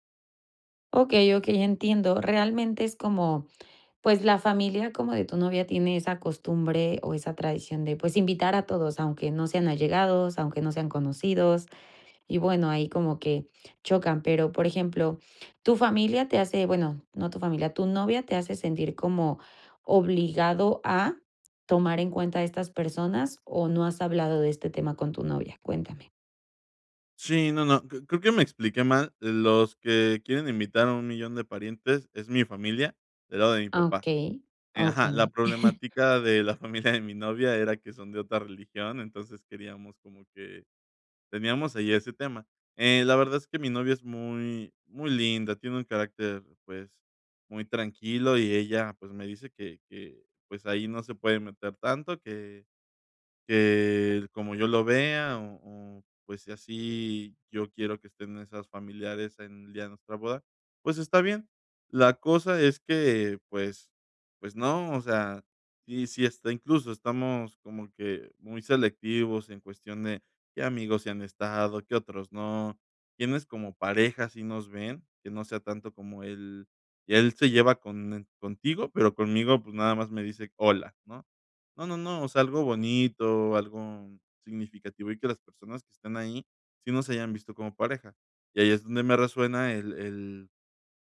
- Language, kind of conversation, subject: Spanish, advice, ¿Cómo te sientes respecto a la obligación de seguir tradiciones familiares o culturales?
- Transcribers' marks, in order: chuckle; laughing while speaking: "familia"